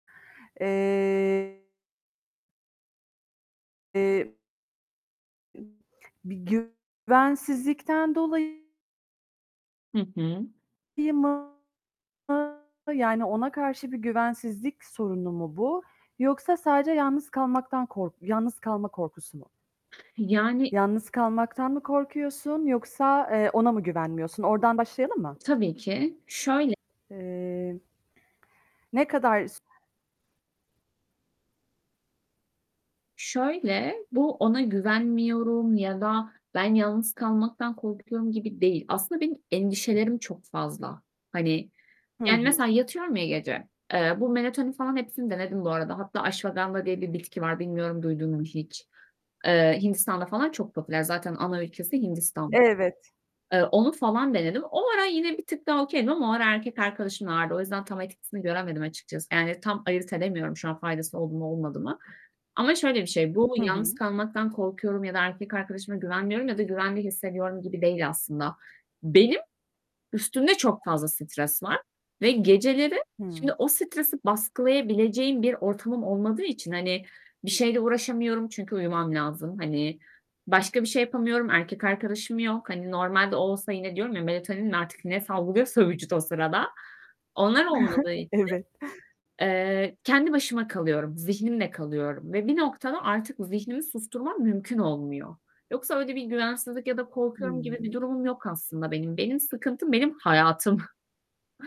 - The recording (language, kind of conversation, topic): Turkish, advice, Gece uyuyamıyorum; zihnim sürekli dönüyor ve rahatlayamıyorum, ne yapabilirim?
- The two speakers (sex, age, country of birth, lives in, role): female, 25-29, Turkey, Germany, user; female, 25-29, Turkey, Ireland, advisor
- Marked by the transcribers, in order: static; distorted speech; unintelligible speech; tapping; other background noise; in Sanskrit: "ashwagandha"; in English: "okay'dim"; chuckle; chuckle